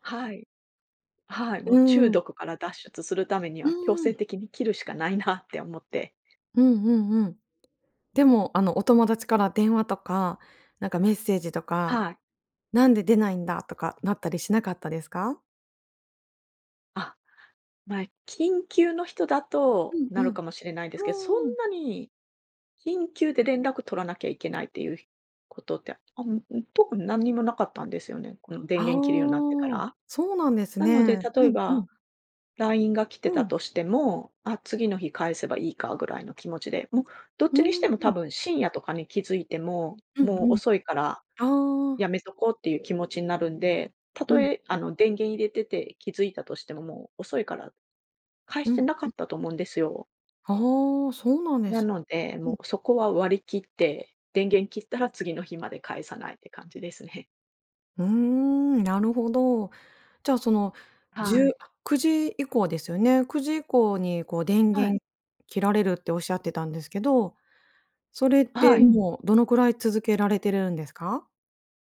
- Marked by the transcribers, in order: chuckle; chuckle
- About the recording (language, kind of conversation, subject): Japanese, podcast, SNSとうまくつき合うコツは何だと思いますか？